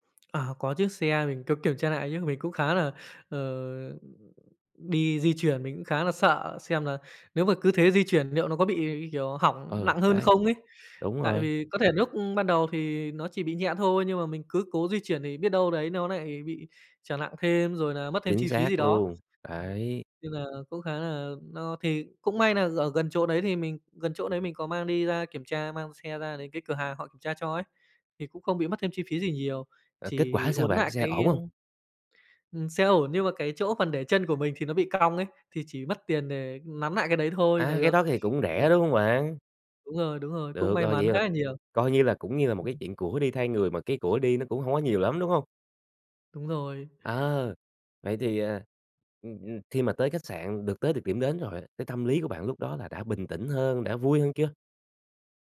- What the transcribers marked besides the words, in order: tapping; other background noise
- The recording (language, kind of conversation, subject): Vietnamese, podcast, Bạn có thể kể về một tai nạn nhỏ mà từ đó bạn rút ra được một bài học lớn không?